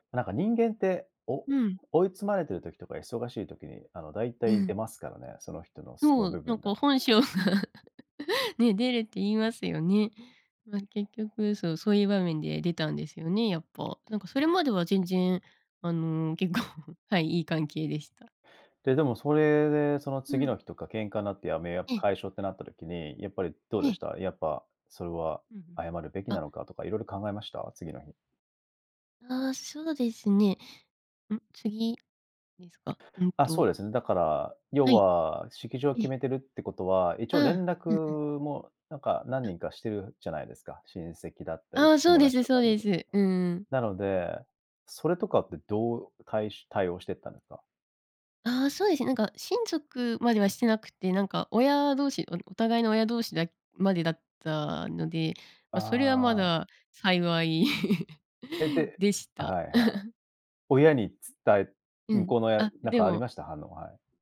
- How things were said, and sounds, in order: laughing while speaking: "本性が"; laugh; laughing while speaking: "結構"; chuckle; other noise; laugh; other background noise
- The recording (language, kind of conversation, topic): Japanese, podcast, タイミングが合わなかったことが、結果的に良いことにつながった経験はありますか？